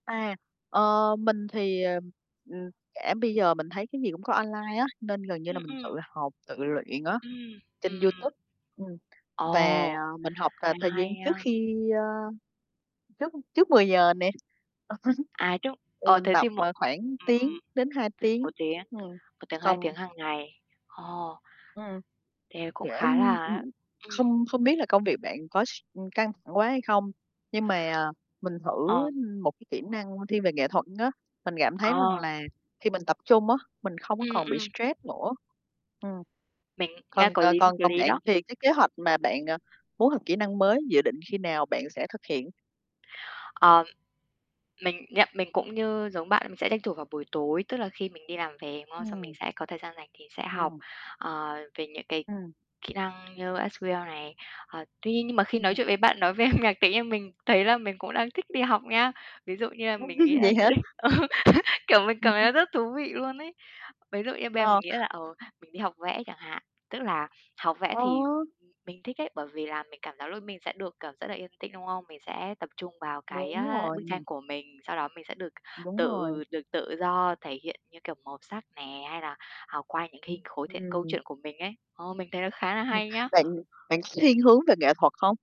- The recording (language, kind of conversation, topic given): Vietnamese, unstructured, Bạn muốn học kỹ năng nào nếu có thời gian?
- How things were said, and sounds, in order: other background noise; unintelligible speech; tapping; chuckle; distorted speech; unintelligible speech; in English: "S-Q-L"; laughing while speaking: "âm nhạc"; chuckle; laughing while speaking: "sẽ ờ"; chuckle; unintelligible speech